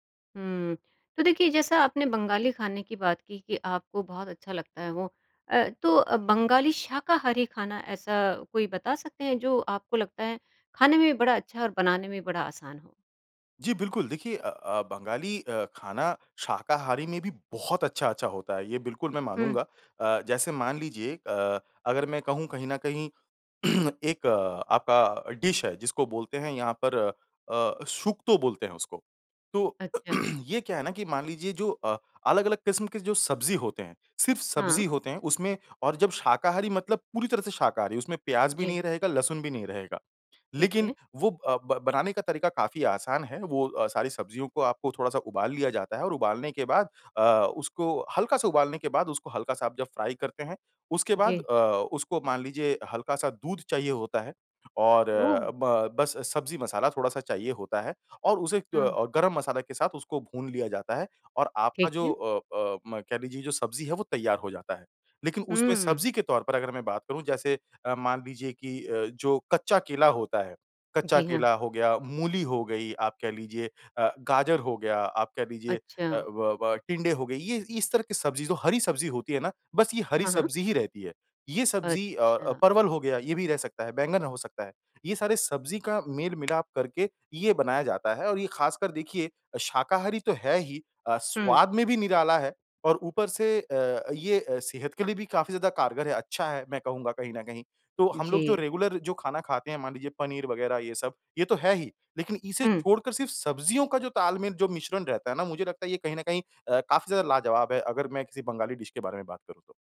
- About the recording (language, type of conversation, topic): Hindi, podcast, खाना बनाना सीखने का तुम्हारा पहला अनुभव कैसा रहा?
- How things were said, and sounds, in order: throat clearing; in English: "डिश"; throat clearing; in English: "फ्राई"; surprised: "ओह!"; in English: "रेगुलर"; in English: "डिश"